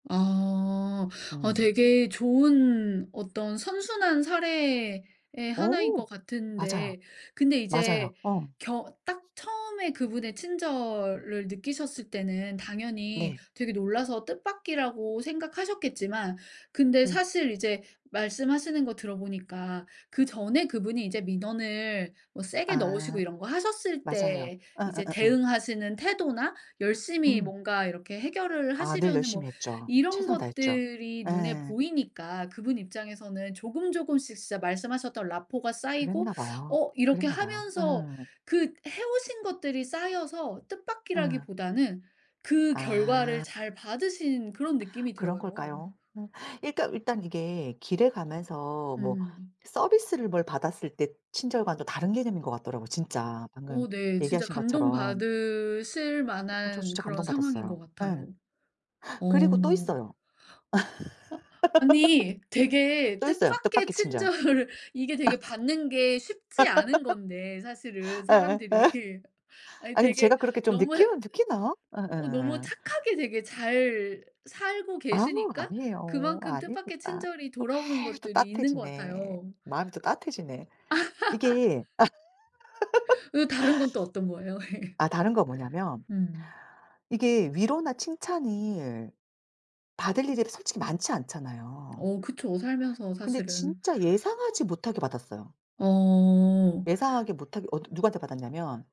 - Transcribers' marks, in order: other background noise; tapping; laugh; laughing while speaking: "친절을"; laugh; laughing while speaking: "예"; laughing while speaking: "사람들이"; laugh; laughing while speaking: "예"; "칭찬을" said as "칭찬이을"
- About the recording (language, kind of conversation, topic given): Korean, podcast, 뜻밖의 친절을 받아 본 적이 있으신가요?